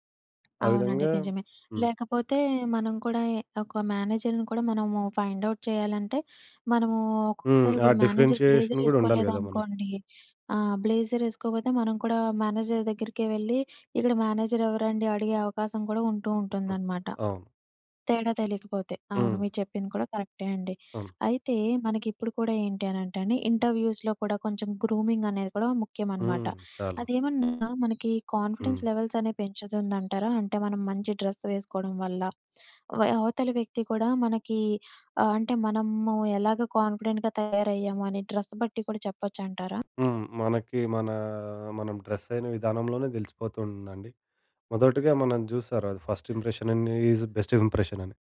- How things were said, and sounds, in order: tapping; in English: "మేనేజర్‌ని"; in English: "ఫైండ్ ఔట్"; in English: "మేనేజర్ బ్లేజర్"; in English: "డిఫరెన్షియేషన్"; in English: "బ్లేజర్"; in English: "మేనేజర్"; in English: "మేనేజర్"; other background noise; in English: "ఇంటర్వ్యూస్‌లో"; in English: "గ్రూమింగ్"; in English: "కాన్ఫిడెన్స్ లెవెల్స్"; in English: "డ్రెస్"; in English: "కాన్ఫిడెంట్‌గా"; in English: "డ్రెస్"; in English: "డ్రెస్"; in English: "ఫస్ట్ ఇంప్రెషన్ ఇన్ ఈజ్ బెస్ట్ ఇంప్రెషన్"
- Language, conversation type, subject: Telugu, podcast, మీరు దుస్తులు ఎంచుకునే సమయంలో మీ భావోద్వేగాలు ఎంతవరకు ప్రభావం చూపుతాయి?